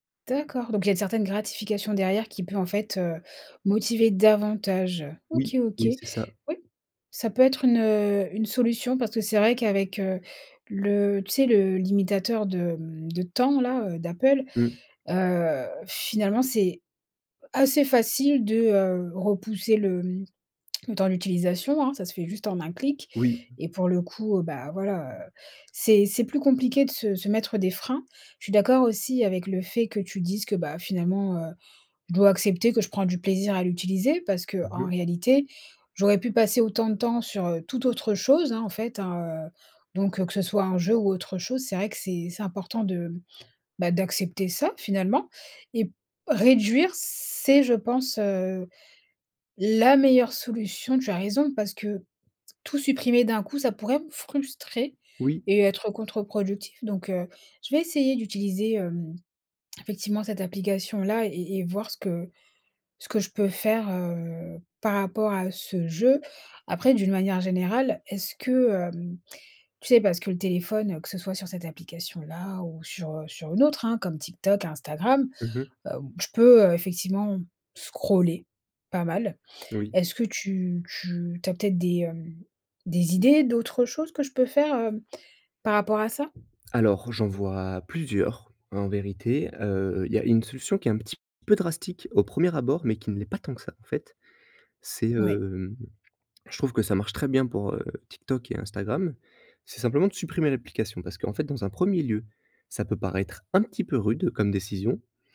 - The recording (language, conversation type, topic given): French, advice, Pourquoi est-ce que je dors mal après avoir utilisé mon téléphone tard le soir ?
- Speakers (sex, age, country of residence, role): female, 30-34, France, user; male, 20-24, France, advisor
- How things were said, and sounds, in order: stressed: "davantage"; other background noise; stressed: "c'est"; stressed: "la"; drawn out: "heu"; in English: "scroller"; tapping